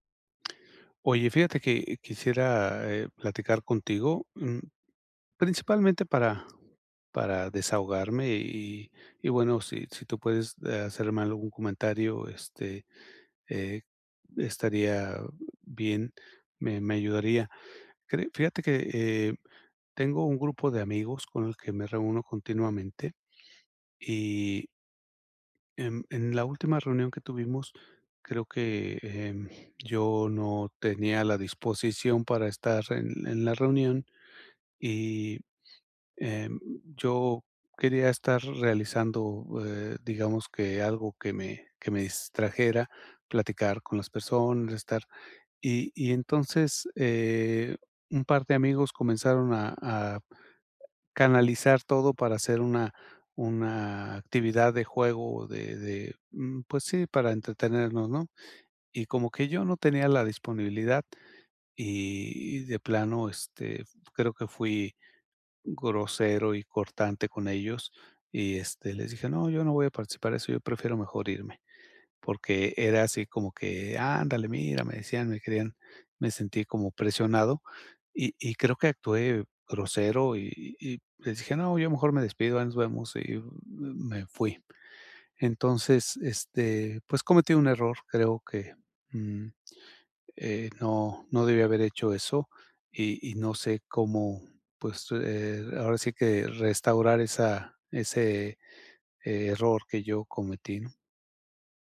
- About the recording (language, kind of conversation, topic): Spanish, advice, ¿Cómo puedo recuperarme después de un error social?
- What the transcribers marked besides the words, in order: other noise